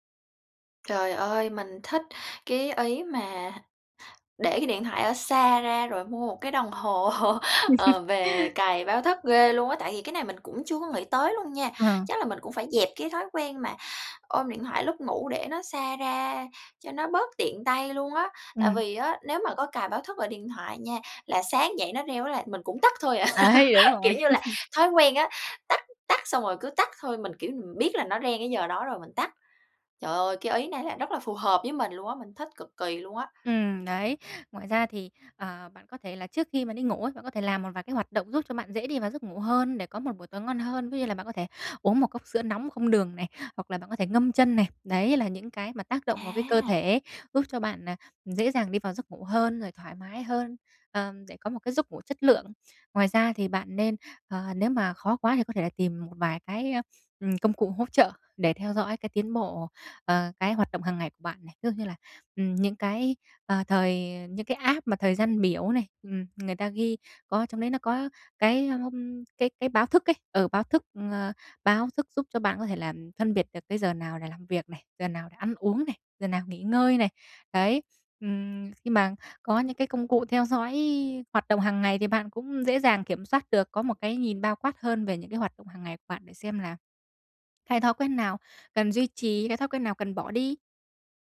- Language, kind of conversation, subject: Vietnamese, advice, Làm thế nào để giảm thời gian dùng điện thoại vào buổi tối để ngủ ngon hơn?
- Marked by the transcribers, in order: laughing while speaking: "hồ"; laugh; laugh; laugh; tapping; in English: "app"